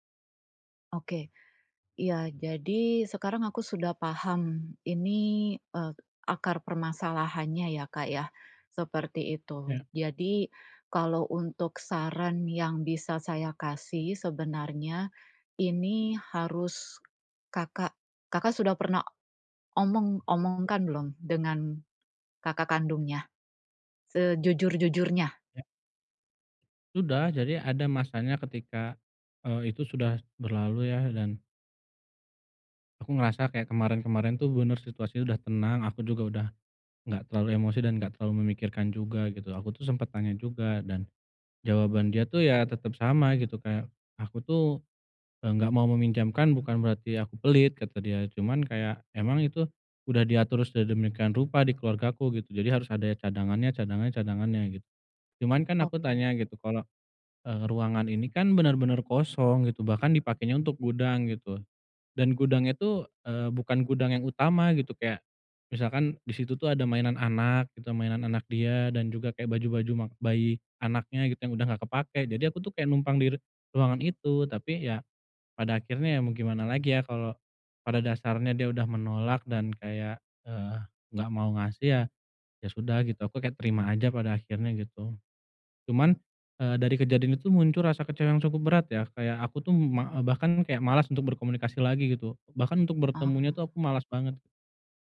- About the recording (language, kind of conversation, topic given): Indonesian, advice, Bagaimana cara bangkit setelah merasa ditolak dan sangat kecewa?
- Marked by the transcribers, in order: other background noise; "muncul" said as "muncur"